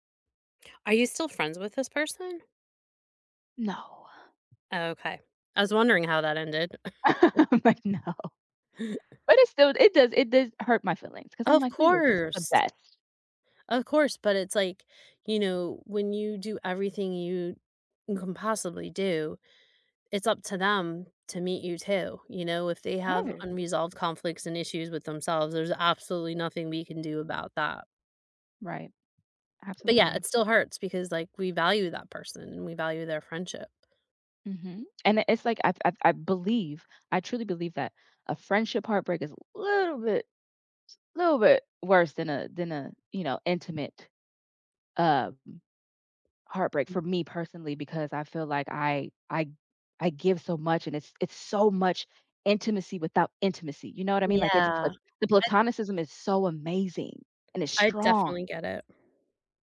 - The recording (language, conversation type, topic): English, unstructured, How do you rebuild a friendship after a big argument?
- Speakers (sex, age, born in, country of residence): female, 30-34, United States, United States; female, 50-54, United States, United States
- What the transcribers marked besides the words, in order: tapping; laughing while speaking: "I'm like, no"; chuckle; other noise; stressed: "little"; other background noise